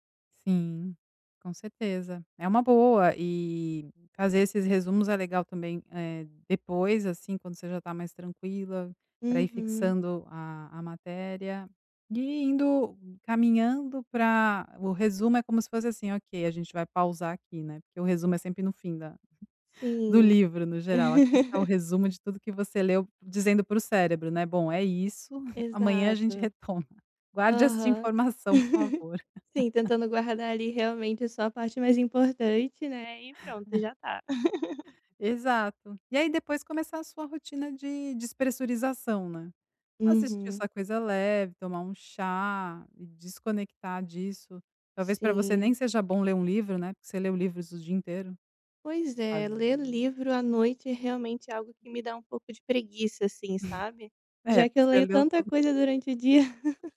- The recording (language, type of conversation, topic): Portuguese, advice, Como posso manter uma rotina diária de trabalho ou estudo, mesmo quando tenho dificuldade?
- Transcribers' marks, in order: tapping; chuckle; laughing while speaking: "isso, amanhã a gente retoma. Guarde esta informação"; chuckle; chuckle; chuckle; other background noise; chuckle; chuckle